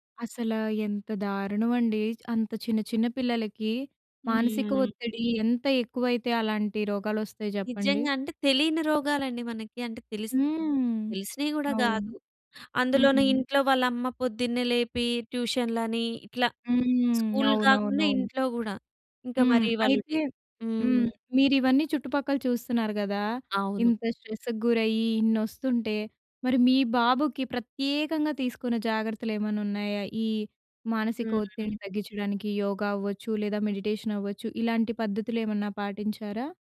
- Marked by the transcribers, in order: in English: "స్కూల్"; in English: "స్ట్రెస్‌కి"; stressed: "ప్రత్యేకంగా"; in English: "మెడిటేషన్"
- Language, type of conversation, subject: Telugu, podcast, స్కూల్‌లో మానసిక ఆరోగ్యానికి ఎంత ప్రాధాన్యం ఇస్తారు?